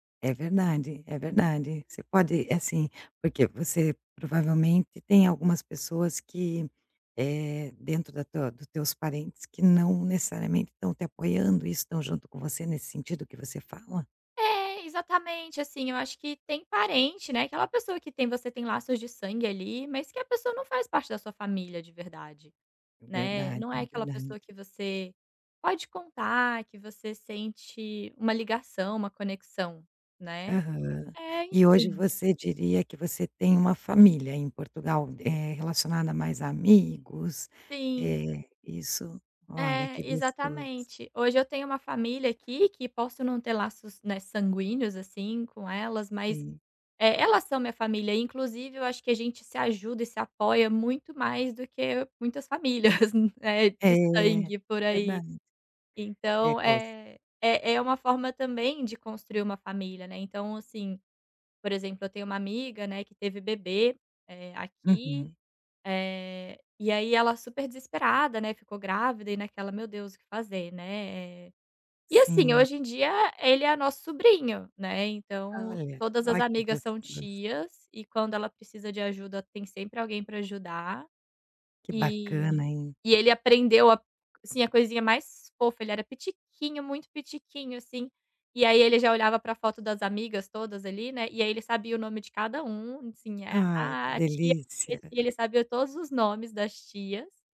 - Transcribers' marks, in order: chuckle; other background noise; unintelligible speech
- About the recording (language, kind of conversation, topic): Portuguese, podcast, Você sente que seu pertencimento está dividido entre dois lugares?